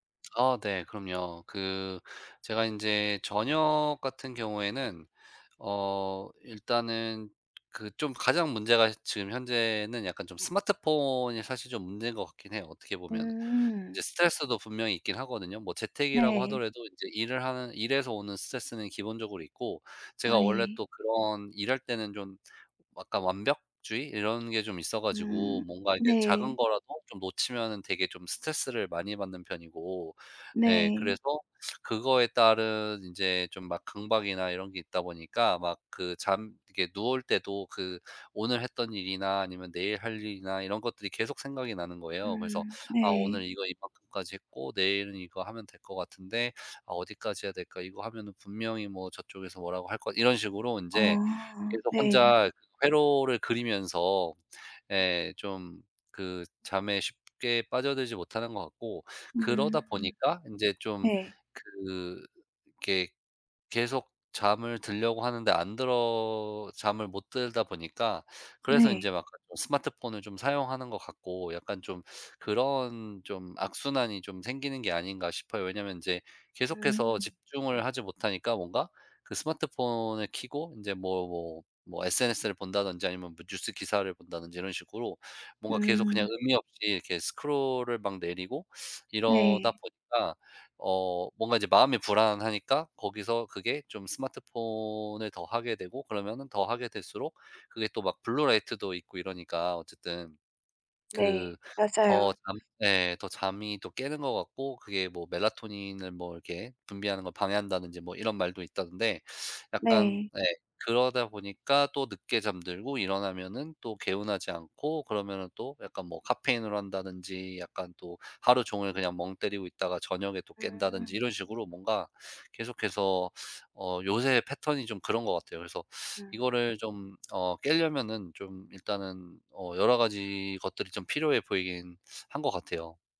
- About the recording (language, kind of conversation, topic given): Korean, advice, 아침마다 피곤하고 개운하지 않은 이유가 무엇인가요?
- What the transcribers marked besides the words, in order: other background noise; tapping; "약간" said as "왁간"